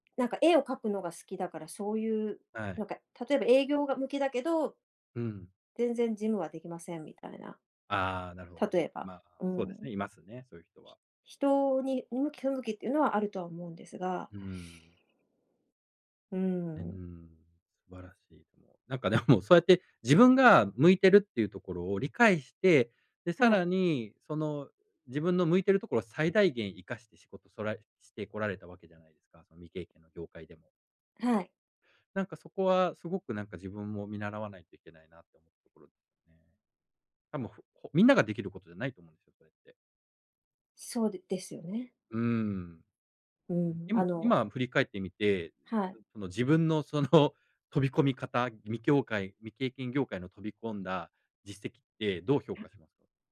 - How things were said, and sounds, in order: other noise
- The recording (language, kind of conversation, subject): Japanese, podcast, 未経験の業界に飛び込む勇気は、どうやって出しましたか？